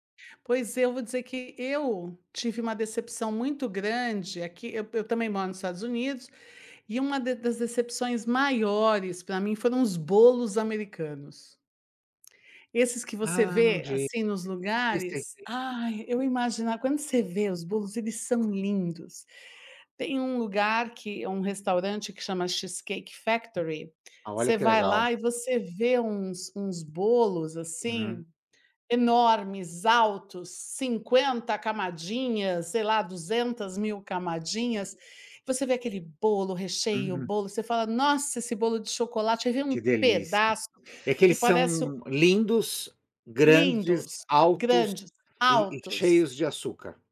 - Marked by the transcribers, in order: none
- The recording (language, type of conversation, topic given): Portuguese, unstructured, Você já provou alguma comida que parecia estranha, mas acabou gostando?